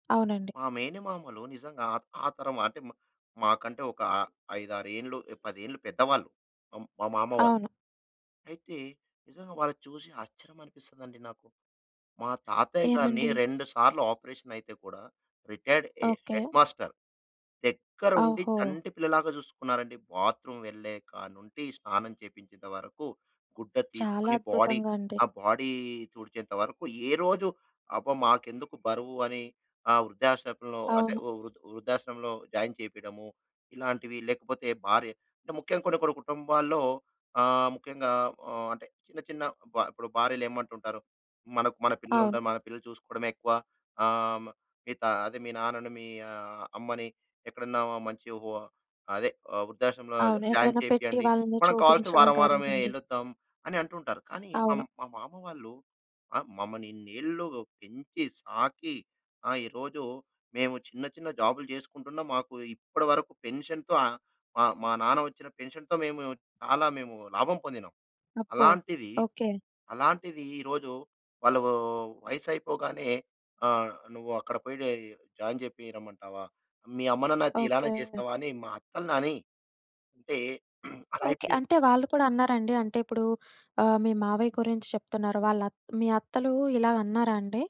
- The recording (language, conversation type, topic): Telugu, podcast, వృద్ధాప్యంలో సంరక్షణపై తరం మధ్య దృష్టికోణాలు ఎలా భిన్నంగా ఉంటాయి?
- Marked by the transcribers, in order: in English: "రిటైర్డ్"; in English: "హెడ్ మాస్టర్"; in English: "బాత్రూమ్"; other background noise; in English: "బాడీ"; in English: "బాడీ"; in English: "జాయిన్"; in English: "జాయిన్"; in English: "జాబ్‌లు"; in English: "పెన్షన్‌తో"; in English: "పెన్షన్‌తో"; in English: "జాయిన్"; throat clearing